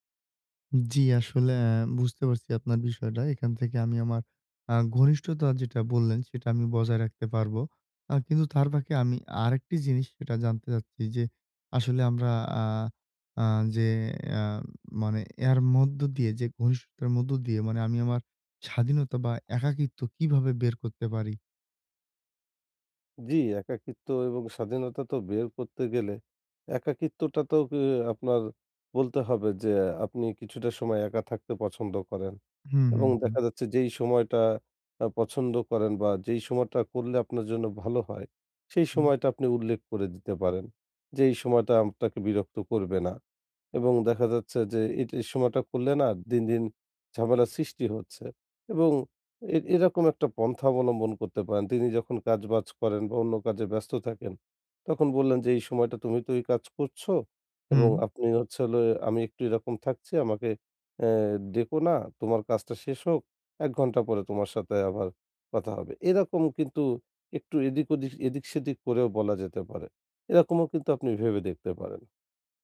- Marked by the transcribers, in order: other background noise; "আপনাকে" said as "আমটাকে"
- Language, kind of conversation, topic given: Bengali, advice, সম্পর্কে স্বাধীনতা ও ঘনিষ্ঠতার মধ্যে কীভাবে ভারসাম্য রাখবেন?